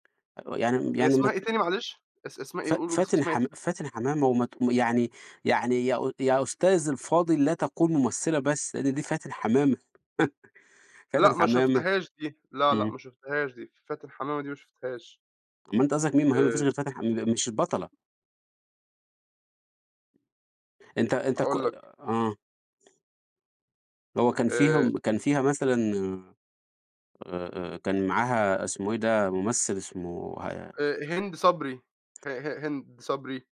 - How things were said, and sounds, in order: tapping; chuckle
- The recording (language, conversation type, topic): Arabic, unstructured, إيه نوع الفن اللي بيخليك تحس بالسعادة؟